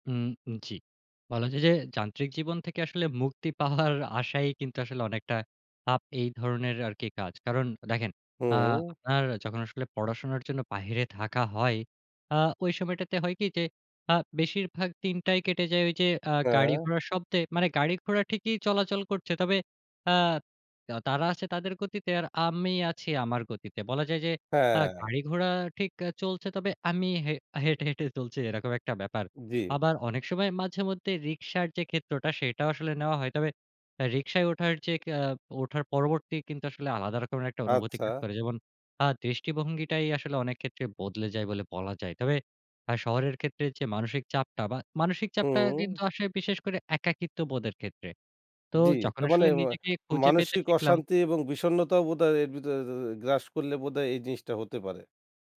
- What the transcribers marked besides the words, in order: laughing while speaking: "পাওয়ার"
- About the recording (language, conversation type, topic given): Bengali, podcast, নিজেকে খুঁজে পাওয়ার গল্পটা বলবেন?